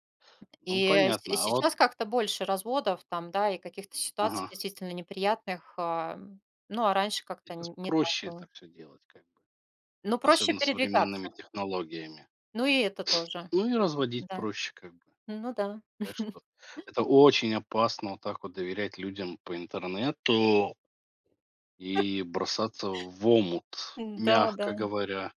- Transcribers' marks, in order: other background noise; tapping; sniff; chuckle; stressed: "интернету"; chuckle
- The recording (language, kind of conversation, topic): Russian, podcast, Как вы решаетесь на крупные жизненные перемены, например на переезд?